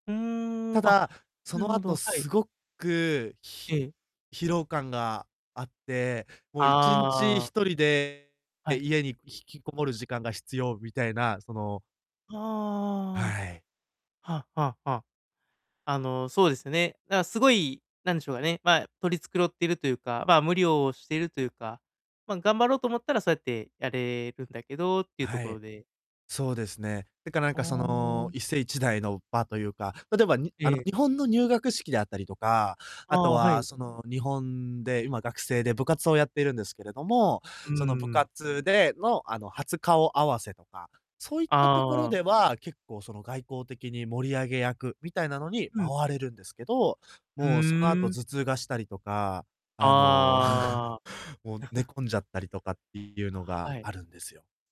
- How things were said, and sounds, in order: distorted speech; chuckle
- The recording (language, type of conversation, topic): Japanese, advice, 友人のパーティーにいると居心地が悪いのですが、どうすればいいですか？